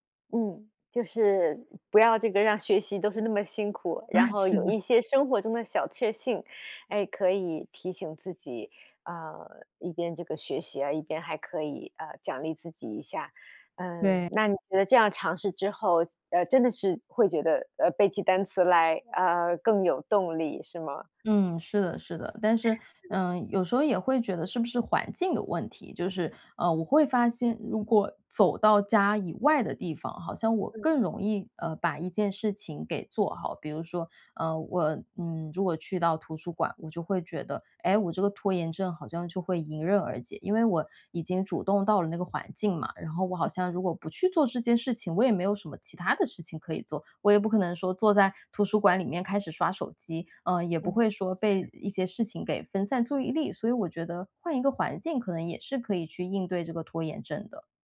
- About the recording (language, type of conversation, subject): Chinese, podcast, 你如何应对学习中的拖延症？
- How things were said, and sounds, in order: other background noise; chuckle; other noise; "注意力" said as "zu意力"